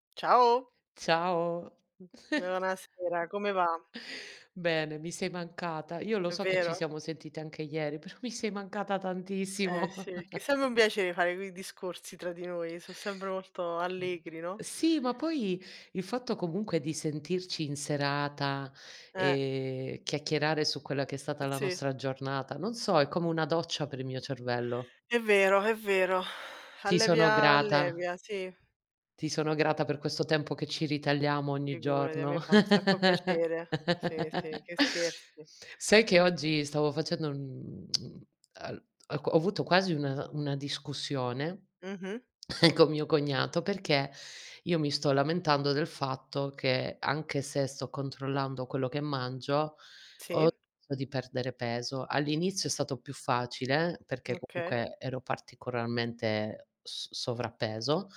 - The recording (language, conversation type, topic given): Italian, unstructured, Perché molte persone evitano di praticare sport con regolarità?
- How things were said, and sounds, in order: other noise; chuckle; other background noise; "sempre" said as "sembe"; chuckle; sigh; chuckle; tsk; cough